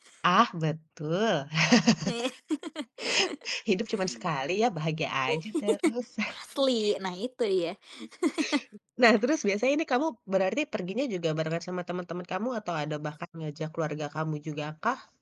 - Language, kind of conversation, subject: Indonesian, podcast, Mengapa kegiatan ini penting untuk kebahagiaanmu?
- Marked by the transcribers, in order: chuckle; chuckle; chuckle; other background noise